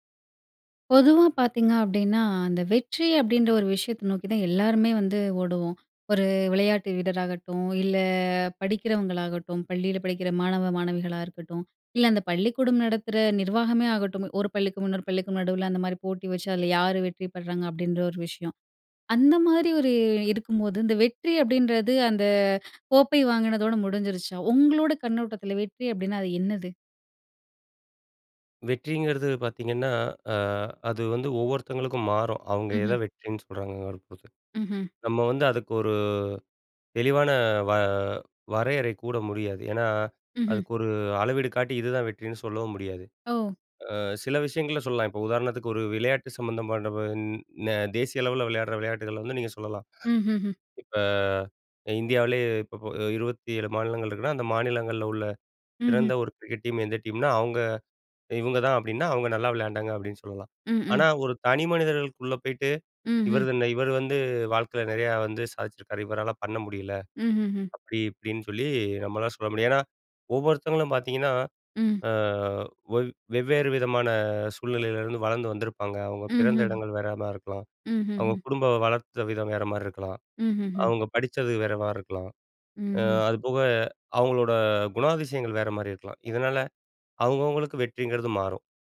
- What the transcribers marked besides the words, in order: drawn out: "இல்ல"; "கூற" said as "கூட"; in English: "கிரிக்கெட் டீம்"; in English: "டீம்னா"; other background noise
- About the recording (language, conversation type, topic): Tamil, podcast, நீங்கள் வெற்றியை எப்படி வரையறுக்கிறீர்கள்?